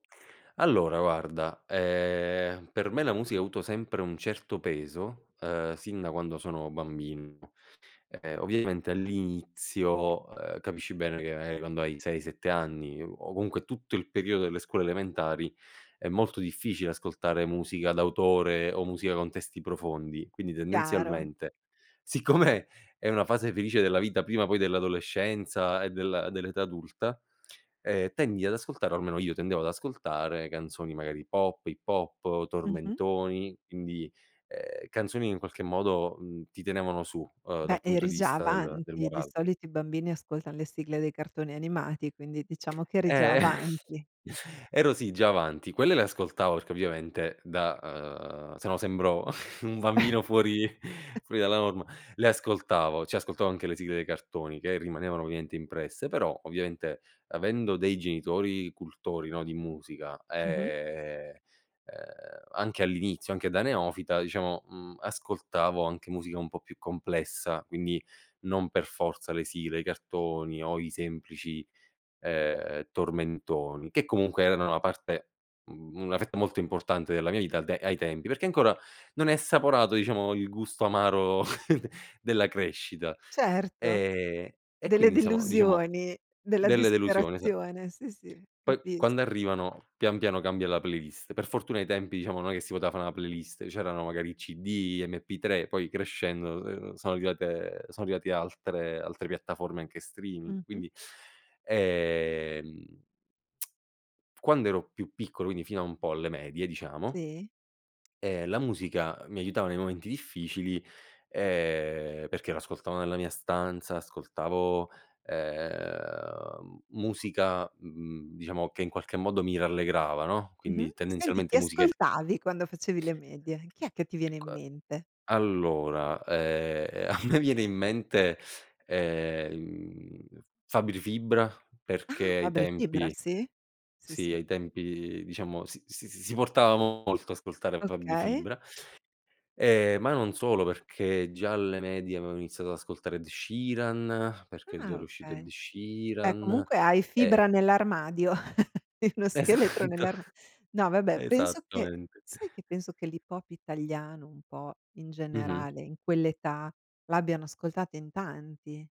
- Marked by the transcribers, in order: other background noise; laughing while speaking: "siccome"; "quindi" said as "indi"; tapping; chuckle; chuckle; chuckle; tsk; chuckle; chuckle; laughing while speaking: "Esatto. Esattamente"
- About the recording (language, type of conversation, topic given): Italian, podcast, Come la musica ti aiuta ad affrontare i momenti difficili?